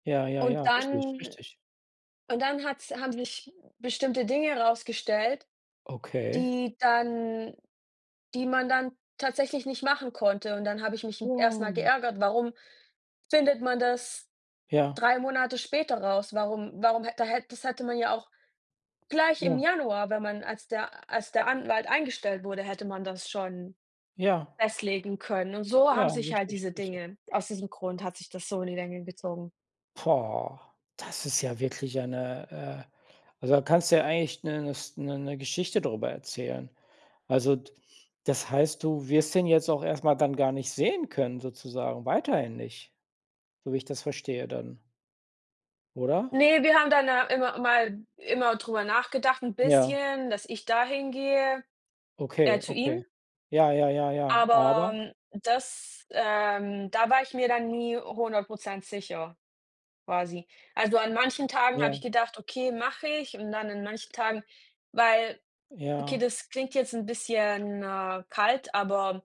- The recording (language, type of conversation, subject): German, unstructured, Wie möchtest du deine Kommunikationsfähigkeiten verbessern?
- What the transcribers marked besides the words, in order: none